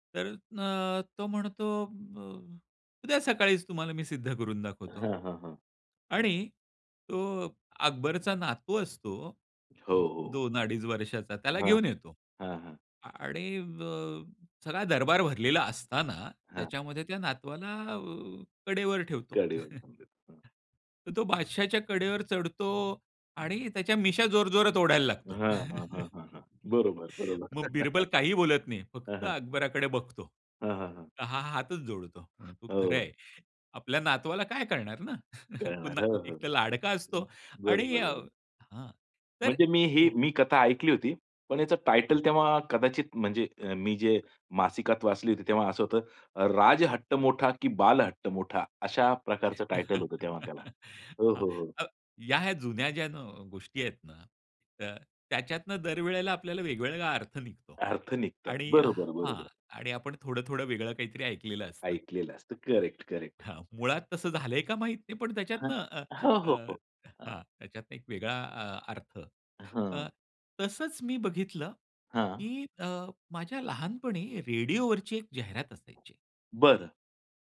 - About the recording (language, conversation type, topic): Marathi, podcast, नॉस्टॅल्जियामुळे जुन्या गोष्टी पुन्हा लोकप्रिय का होतात, असं आपल्याला का वाटतं?
- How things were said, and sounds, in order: chuckle; chuckle; chuckle; tapping; other background noise; chuckle; unintelligible speech; chuckle; horn